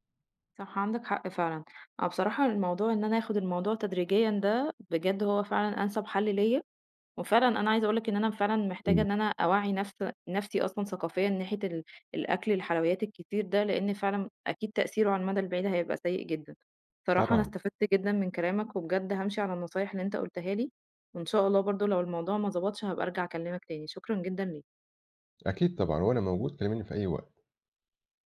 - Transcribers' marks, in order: none
- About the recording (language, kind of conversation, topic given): Arabic, advice, إزاي أقدر أتعامل مع الشراهة بالليل وإغراء الحلويات؟